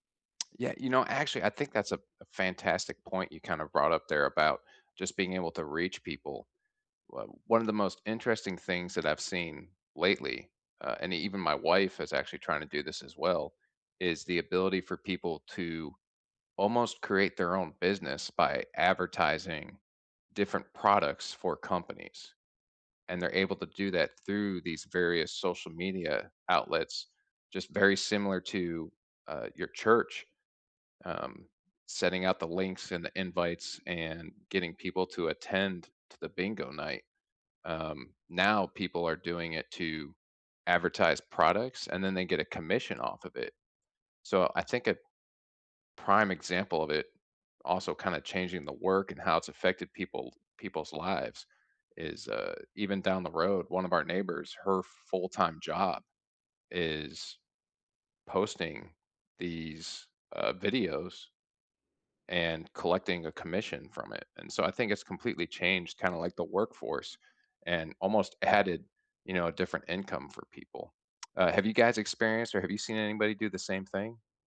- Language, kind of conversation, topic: English, unstructured, How is technology changing your everyday work, and which moments stand out most?
- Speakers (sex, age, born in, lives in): female, 50-54, United States, United States; male, 35-39, United States, United States
- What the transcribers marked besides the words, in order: tapping